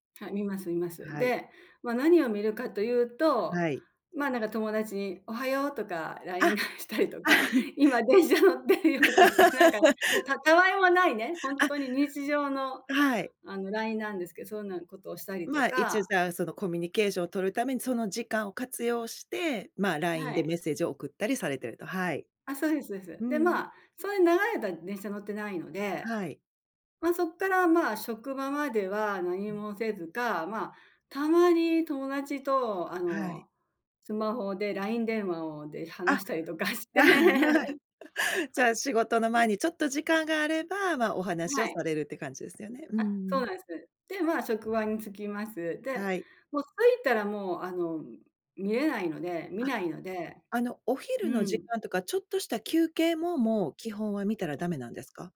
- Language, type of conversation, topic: Japanese, podcast, 普段のスマホはどんなふうに使っていますか？
- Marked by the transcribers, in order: laughing while speaking: "返したり"; laughing while speaking: "ああ"; laugh; laughing while speaking: "電車乗ってるよとか"; laugh; laugh; laughing while speaking: "はい"; laughing while speaking: "とかして"; laugh; other background noise